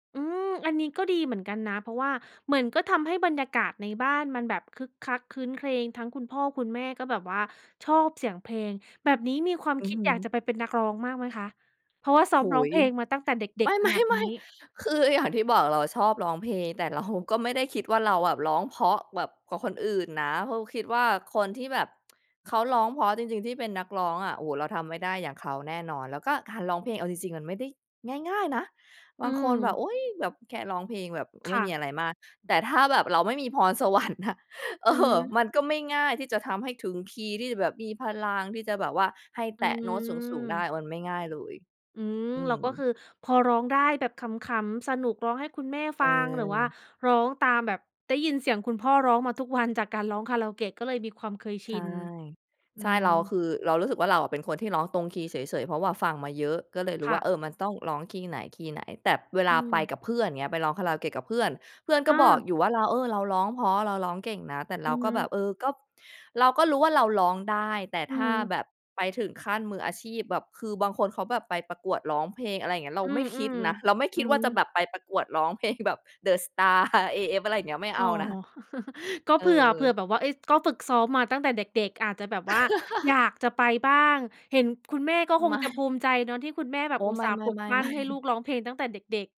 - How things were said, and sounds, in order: laughing while speaking: "ไม่"; laughing while speaking: "คือ"; laughing while speaking: "เรา"; laughing while speaking: "สวรรค์อะ"; laughing while speaking: "เพลงแบบ"; chuckle; chuckle; other background noise; laughing while speaking: "ไม่"; tapping; chuckle
- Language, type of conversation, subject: Thai, podcast, เพลงไหนที่พ่อแม่เปิดในบ้านแล้วคุณติดใจมาจนถึงตอนนี้?